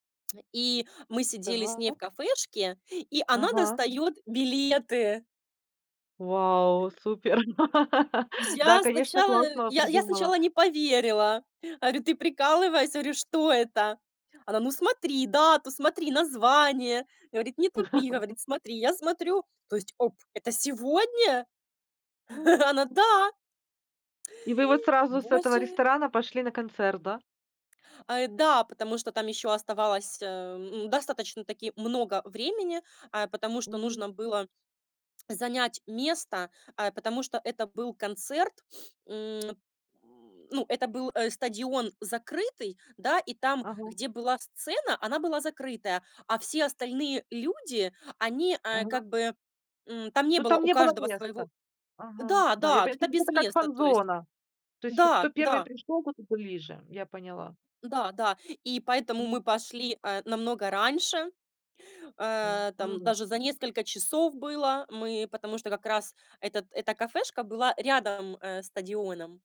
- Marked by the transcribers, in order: other noise; laugh; laugh; tapping; chuckle; unintelligible speech
- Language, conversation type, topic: Russian, podcast, Каким был твой первый концерт вживую и что запомнилось больше всего?